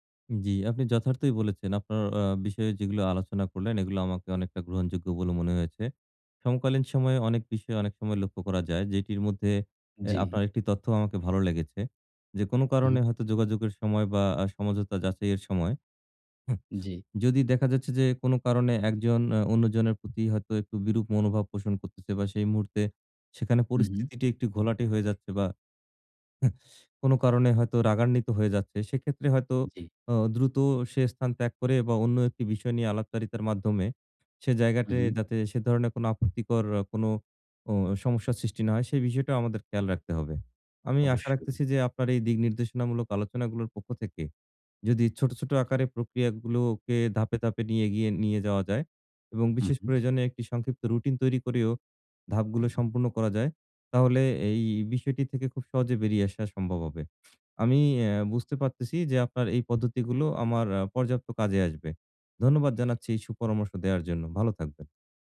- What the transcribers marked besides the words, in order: other background noise; tapping; alarm; cough; "জায়গাটায়" said as "জায়গাটে"
- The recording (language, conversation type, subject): Bengali, advice, আপনারা কি একে অপরের মূল্যবোধ ও লক্ষ্যগুলো সত্যিই বুঝতে পেরেছেন এবং সেগুলো নিয়ে খোলামেলা কথা বলতে পারেন?